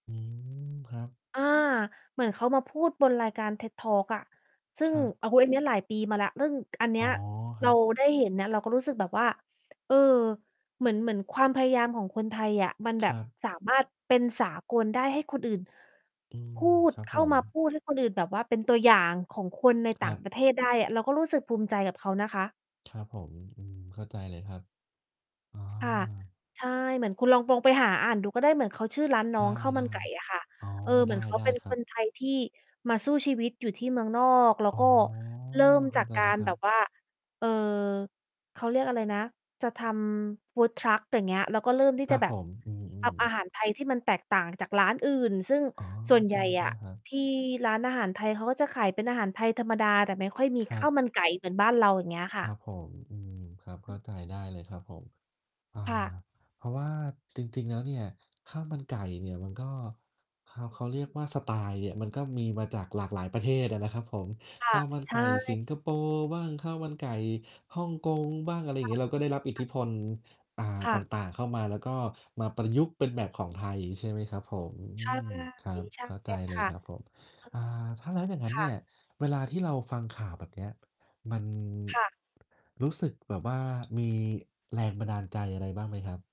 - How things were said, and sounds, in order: distorted speech; tapping; drawn out: "อ๋อ"; unintelligible speech; static; unintelligible speech
- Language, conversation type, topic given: Thai, unstructured, ข่าวเกี่ยวกับความสำเร็จของคนไทยทำให้คุณรู้สึกอย่างไร?